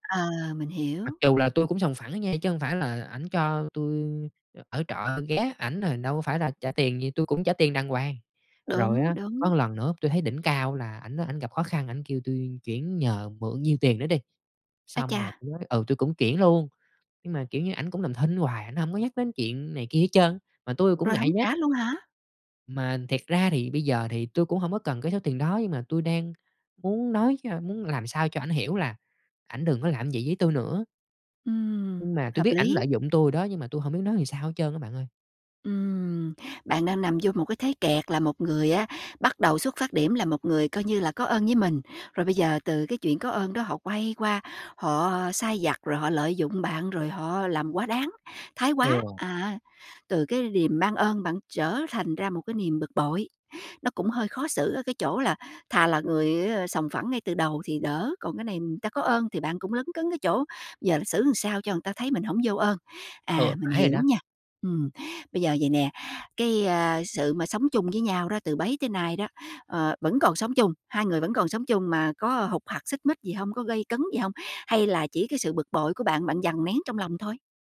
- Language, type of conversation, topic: Vietnamese, advice, Bạn lợi dụng mình nhưng mình không biết từ chối
- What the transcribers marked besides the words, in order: tapping; other background noise